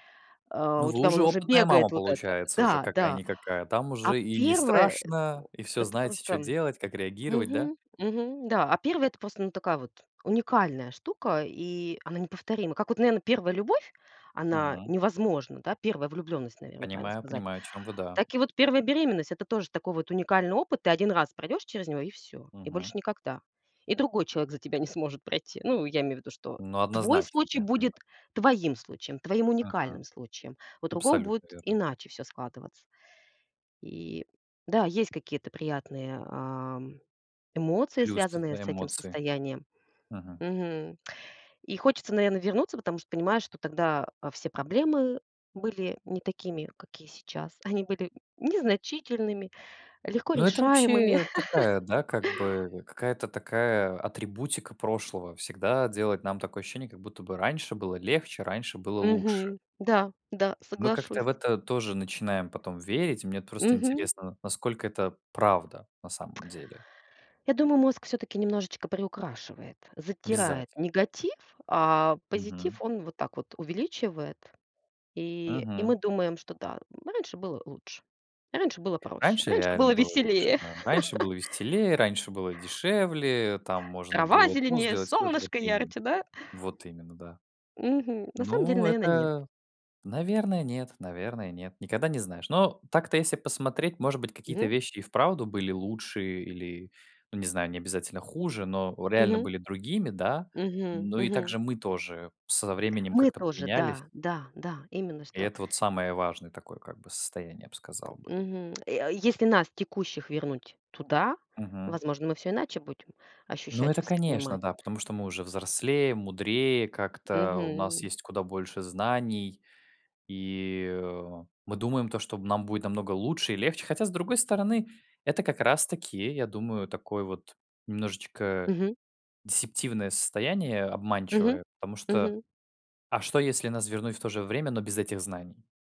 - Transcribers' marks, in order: other background noise; chuckle; tapping; chuckle; joyful: "Трава зеленее, солнышко ярче"; grunt; tsk; in English: "дисептивное"
- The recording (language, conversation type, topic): Russian, unstructured, Какое событие из прошлого вы бы хотели пережить снова?